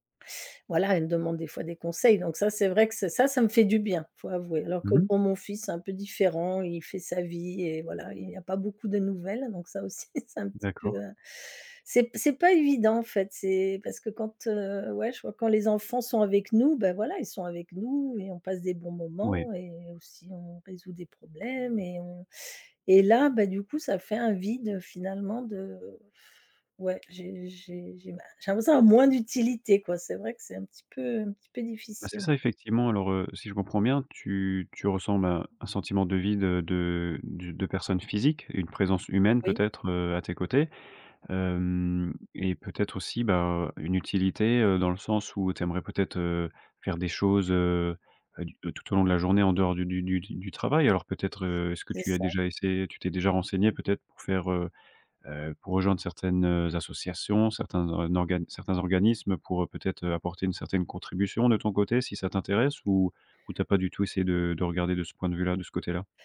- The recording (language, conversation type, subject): French, advice, Comment expliquer ce sentiment de vide malgré votre succès professionnel ?
- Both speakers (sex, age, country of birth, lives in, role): female, 50-54, France, France, user; male, 25-29, France, France, advisor
- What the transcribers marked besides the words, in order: stressed: "bien"; laughing while speaking: "aussi"; blowing; stressed: "moins"; tapping; other background noise